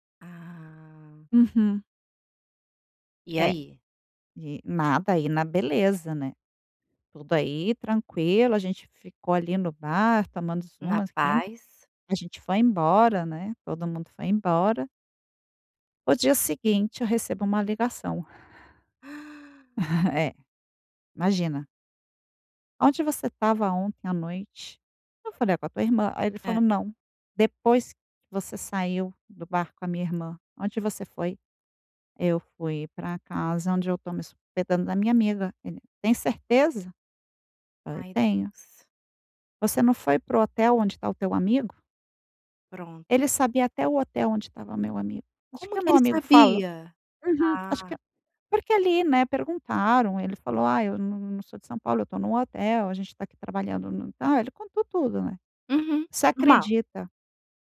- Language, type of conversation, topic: Portuguese, advice, Como posso lidar com um término recente e a dificuldade de aceitar a perda?
- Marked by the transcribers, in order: drawn out: "Ah"; tapping; gasp; chuckle